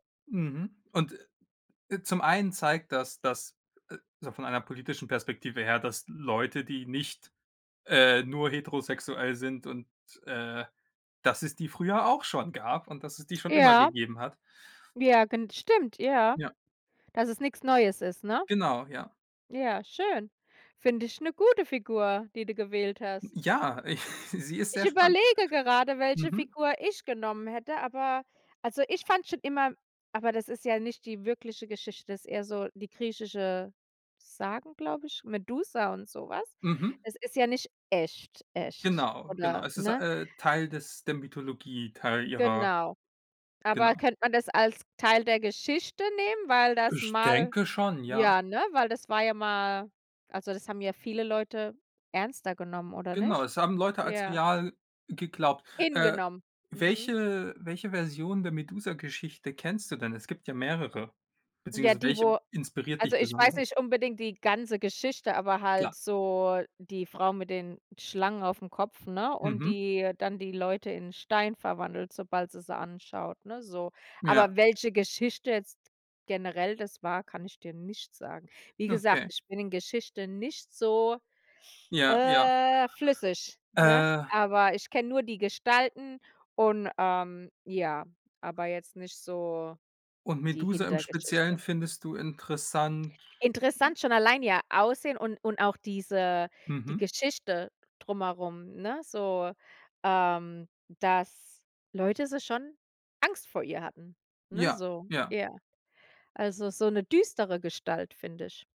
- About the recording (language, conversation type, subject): German, unstructured, Welche historische Persönlichkeit findest du besonders inspirierend?
- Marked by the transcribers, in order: chuckle; other noise